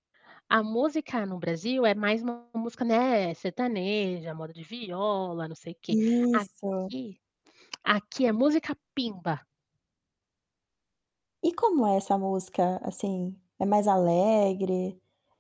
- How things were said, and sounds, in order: distorted speech; static
- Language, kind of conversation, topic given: Portuguese, podcast, Que costume local te deixou curioso ou encantado?